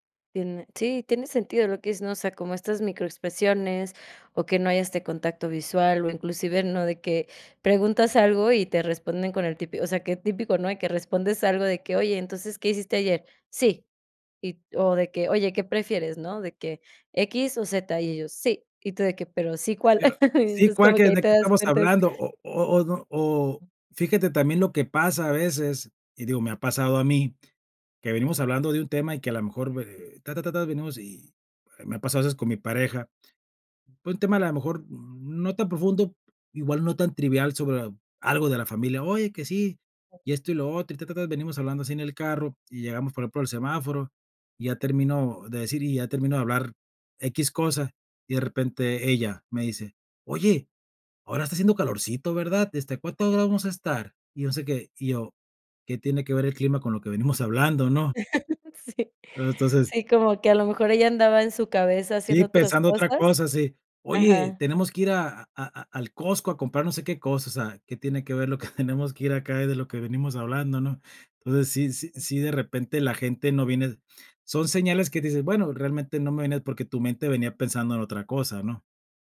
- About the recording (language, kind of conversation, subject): Spanish, podcast, ¿Cuáles son los errores más comunes al escuchar a otras personas?
- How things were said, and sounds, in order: tapping; chuckle; other background noise; chuckle; laughing while speaking: "venimos"; laugh; laughing while speaking: "lo que"